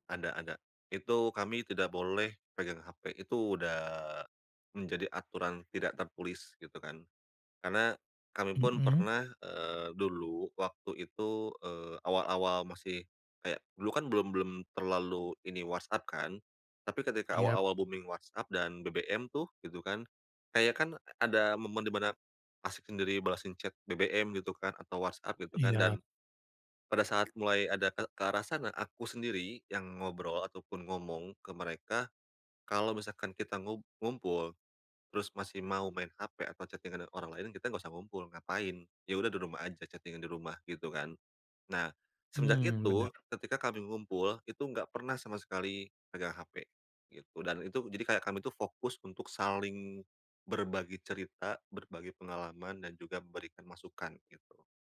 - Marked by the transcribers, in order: in English: "booming"; other background noise; in English: "chat"; in English: "chatting-an"; in English: "chating-an"
- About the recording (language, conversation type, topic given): Indonesian, podcast, Apa peran nongkrong dalam persahabatanmu?
- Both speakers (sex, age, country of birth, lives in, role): male, 25-29, Indonesia, Indonesia, host; male, 30-34, Indonesia, Indonesia, guest